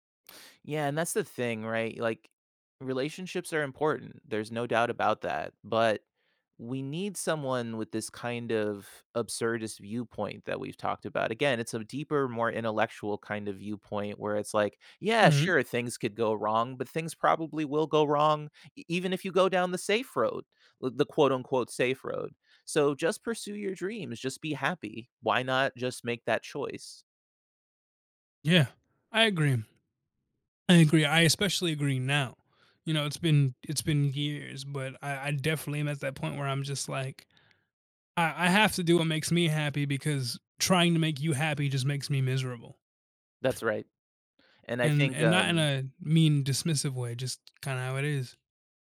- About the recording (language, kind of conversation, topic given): English, unstructured, How can we use shared humor to keep our relationship close?
- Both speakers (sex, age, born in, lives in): male, 20-24, United States, United States; male, 40-44, United States, United States
- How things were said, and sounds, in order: none